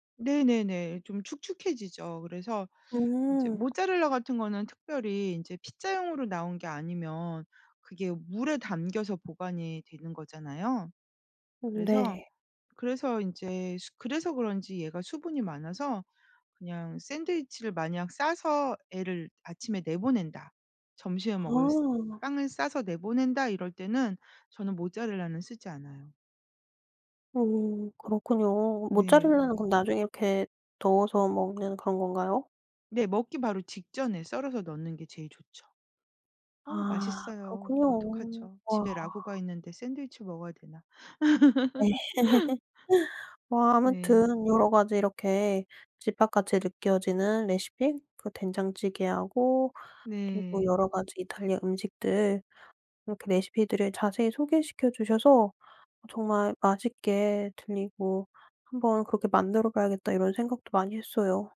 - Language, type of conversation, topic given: Korean, podcast, 집에서 먹는 음식 중에서 가장 ‘집 같다’고 느끼는 음식은 무엇인가요?
- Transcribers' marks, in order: tapping; put-on voice: "피자용으로"; other background noise; in Italian: "ragù가"; laugh